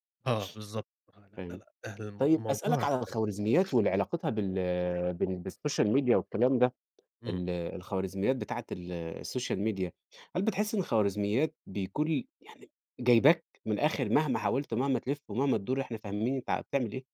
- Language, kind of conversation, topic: Arabic, podcast, إزاي السوشيال ميديا غيّرت اختياراتك في الترفيه؟
- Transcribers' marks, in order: other background noise; in English: "بالسوشيال ميديا"; in English: "السوشيال ميديا"